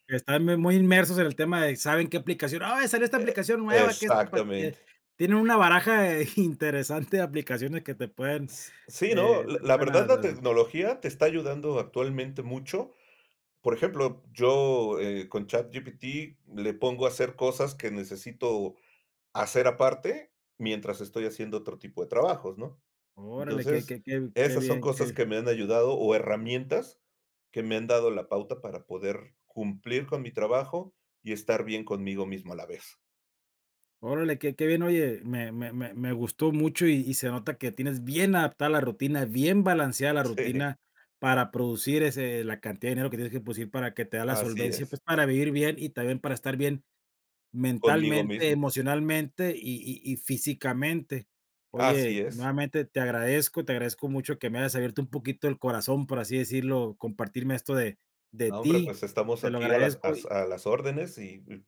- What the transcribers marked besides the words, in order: laughing while speaking: "interesante"; laughing while speaking: "Sí"
- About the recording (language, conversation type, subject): Spanish, podcast, ¿Cómo adaptas tu rutina cuando trabajas desde casa?